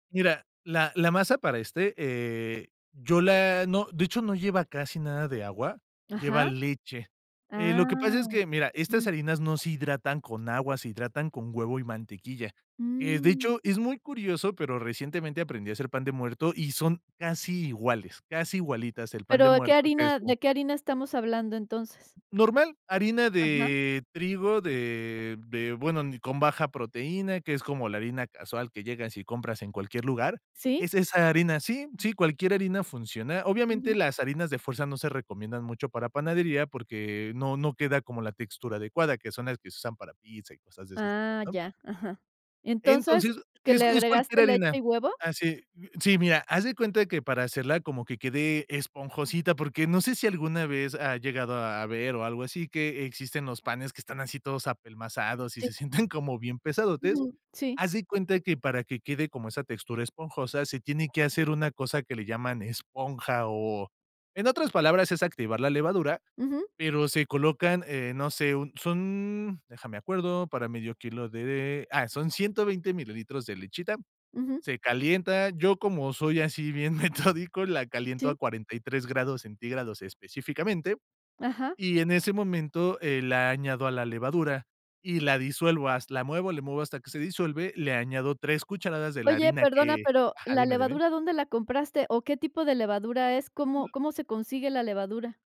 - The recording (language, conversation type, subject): Spanish, podcast, Cómo empezaste a hacer pan en casa y qué aprendiste
- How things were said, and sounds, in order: other background noise; chuckle; chuckle; other noise